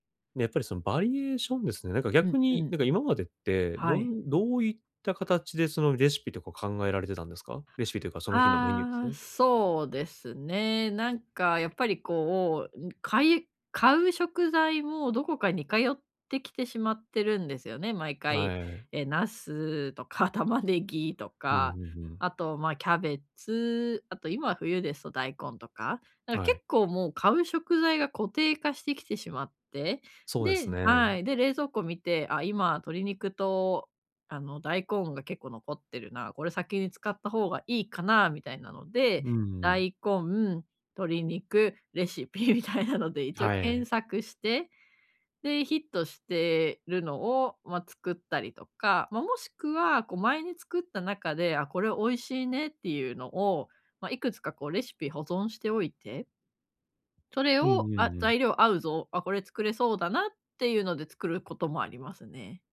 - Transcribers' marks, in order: laughing while speaking: "みたいなので"
- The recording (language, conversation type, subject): Japanese, advice, 毎日の献立を素早く決めるにはどうすればいいですか？